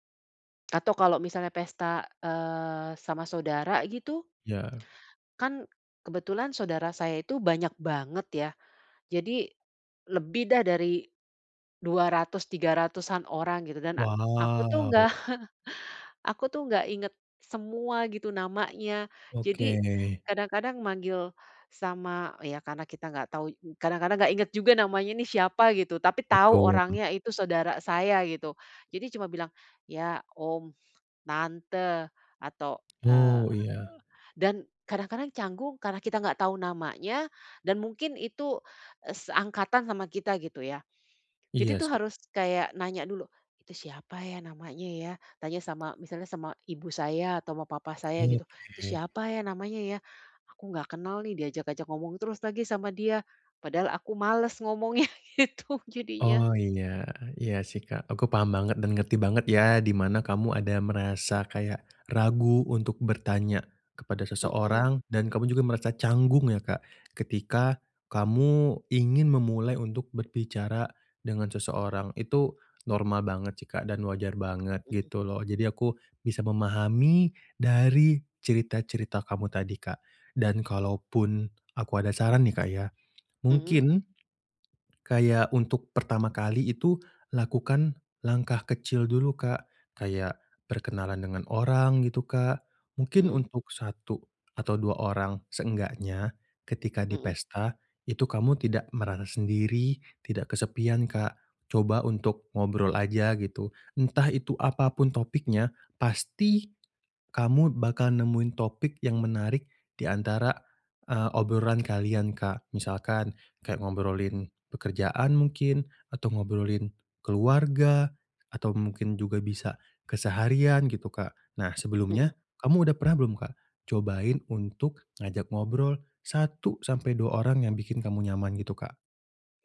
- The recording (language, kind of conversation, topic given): Indonesian, advice, Bagaimana caranya agar saya merasa nyaman saat berada di pesta?
- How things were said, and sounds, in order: tapping; laughing while speaking: "enggak"; drawn out: "Waw"; chuckle; other background noise; tongue click; laughing while speaking: "gitu"